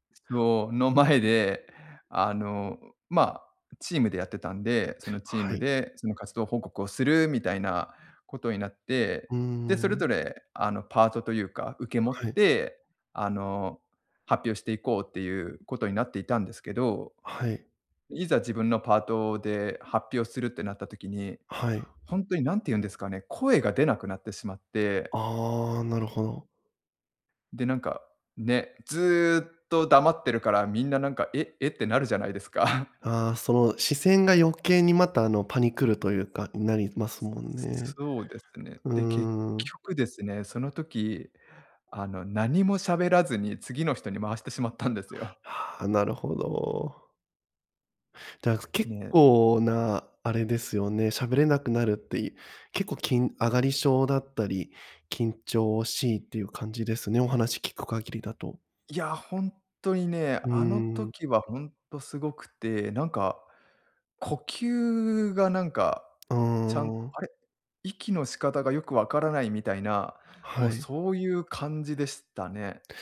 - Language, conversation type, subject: Japanese, advice, プレゼンや面接など人前で極度に緊張してしまうのはどうすれば改善できますか？
- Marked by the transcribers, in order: chuckle